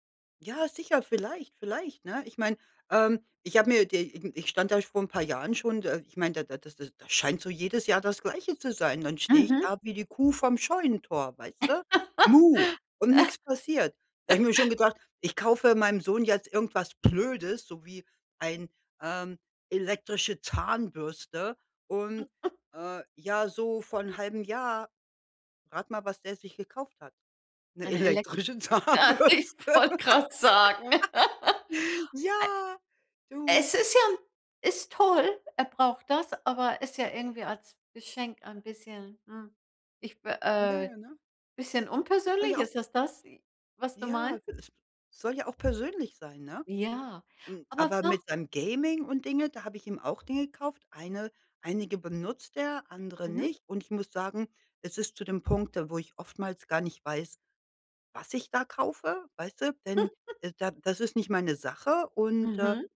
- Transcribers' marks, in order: laugh; chuckle; laughing while speaking: "das ich wollte grad sagen"; laugh; laughing while speaking: "elektrische Zahnbürste"; laugh; chuckle
- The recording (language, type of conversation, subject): German, advice, Wie finde ich originelle Geschenke für Freunde und Familie?